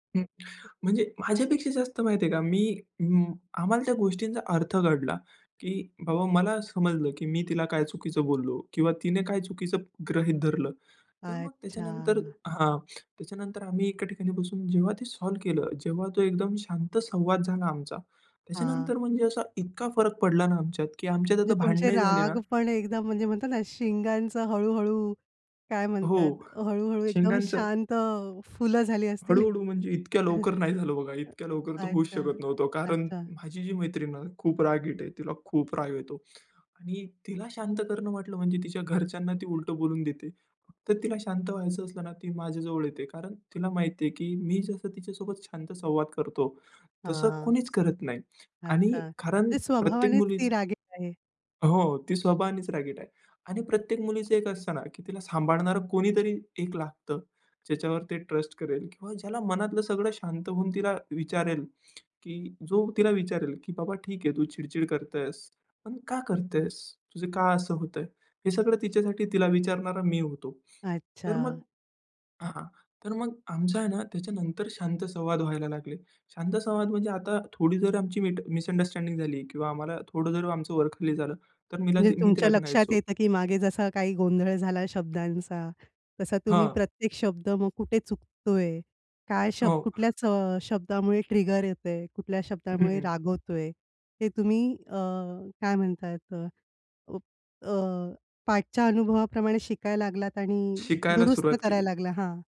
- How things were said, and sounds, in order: "कळला" said as "कडला"; in English: "सॉल्व्ह"; "हळू-हळू" said as "हडू-हडू"; chuckle; in English: "ट्रस्ट"; in English: "मिस मिसअंडरस्टँडिंग"; in English: "ट्रिगर"
- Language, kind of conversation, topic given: Marathi, podcast, एक शांत संवाद ज्याने नातं घट्ट केलं, तो कसा होता?